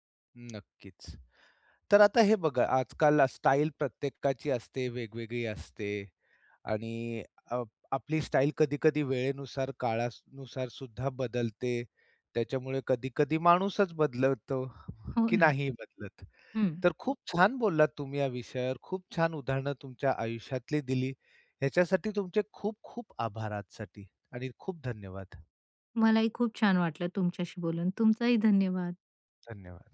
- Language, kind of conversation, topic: Marathi, podcast, तुझा स्टाइल कसा बदलला आहे, सांगशील का?
- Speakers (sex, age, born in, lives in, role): female, 45-49, India, India, guest; male, 45-49, India, India, host
- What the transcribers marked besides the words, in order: tapping; chuckle; other background noise